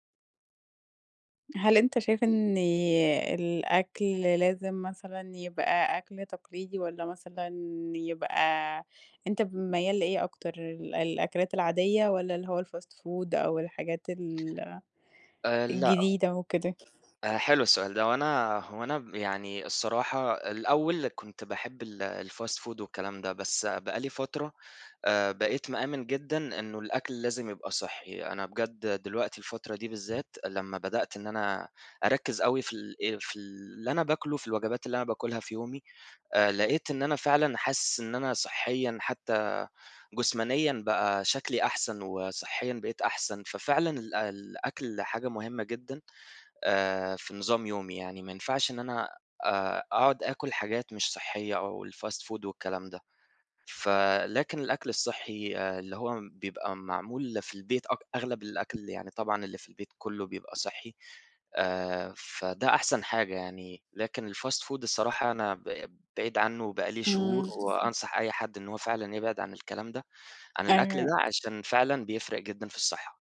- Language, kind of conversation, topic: Arabic, unstructured, هل إنت مؤمن إن الأكل ممكن يقرّب الناس من بعض؟
- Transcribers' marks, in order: in English: "الfast food"; other background noise; in English: "الfast food"; in English: "الfast food"; tapping; in English: "الfast food"